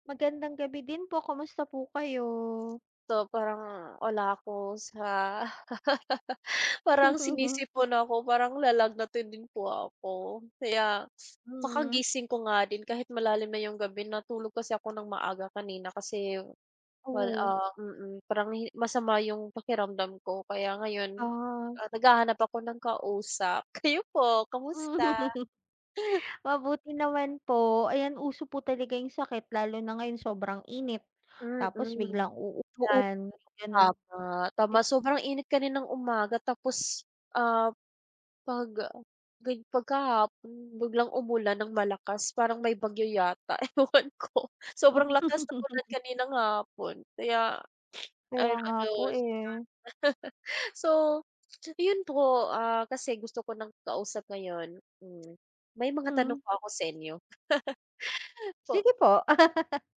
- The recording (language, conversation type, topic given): Filipino, unstructured, Paano mo napagsasabay ang trabaho at pamilya?
- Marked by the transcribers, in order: drawn out: "kayo?"; laugh; laugh; tapping; laughing while speaking: "Kayo po"; laugh; laughing while speaking: "ewan ko"; laugh; laugh; laugh